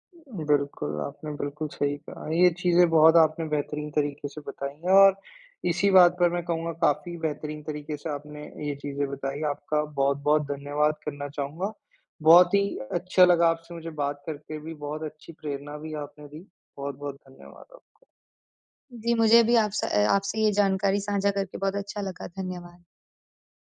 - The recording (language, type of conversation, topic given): Hindi, podcast, जब आपसे बार-बार मदद मांगी जाए, तो आप सीमाएँ कैसे तय करते हैं?
- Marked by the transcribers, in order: none